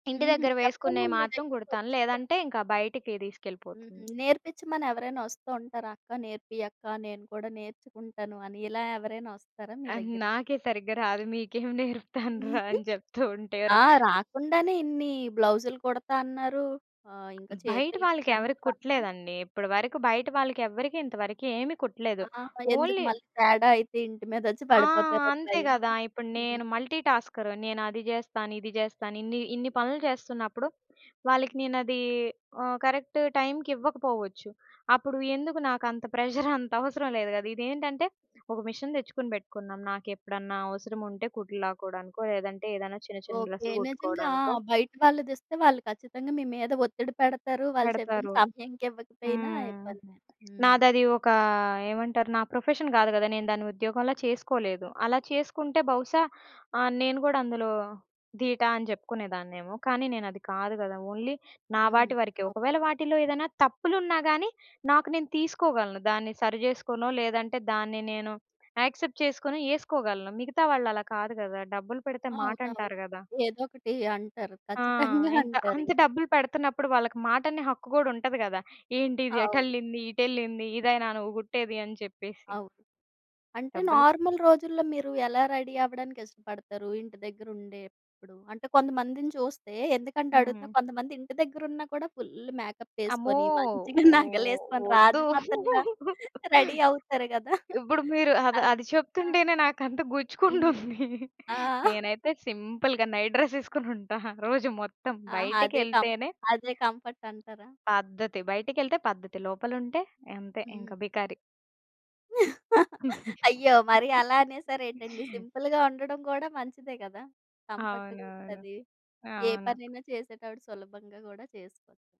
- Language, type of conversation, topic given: Telugu, podcast, సంస్కృతిని ఆధునిక ఫ్యాషన్‌తో మీరు ఎలా కలుపుకుంటారు?
- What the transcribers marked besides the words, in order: tapping; giggle; unintelligible speech; in English: "ఓన్లీ"; in English: "మల్టీటాస్కర్"; in English: "కరెక్ట్"; in English: "ప్రెజర్"; in English: "మిషన్"; in English: "ప్రొఫెషన్"; in English: "ఓన్లీ"; in English: "యాక్సెప్ట్"; giggle; in English: "నార్మల్"; in English: "రెడీ"; in English: "ఫుల్ల్ మేకప్"; laugh; laughing while speaking: "రాజమాతల్లా రెడీ అవుతారు గదా!"; in English: "రెడీ"; laughing while speaking: "గుచ్చుకుంటుంది"; in English: "సింపుల్‌గా నైట్ డ్రెస్"; in English: "కంఫర్ట్"; in Hindi: "బికారి"; chuckle; in English: "సింపుల్‌గా"; in English: "కంఫర్ట్‌గ"